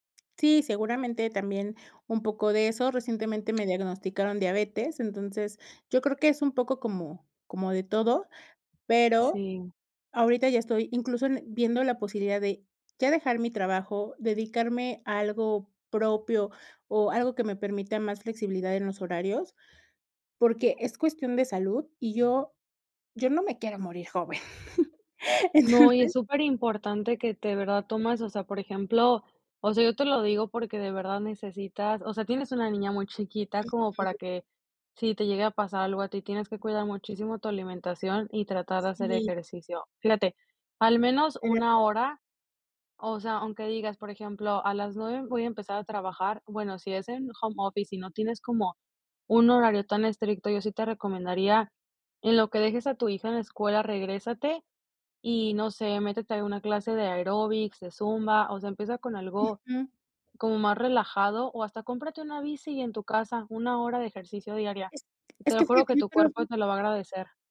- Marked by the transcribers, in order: other background noise; laughing while speaking: "entonces"
- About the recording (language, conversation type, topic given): Spanish, podcast, ¿Qué pequeños cambios recomiendas para empezar a aceptarte hoy?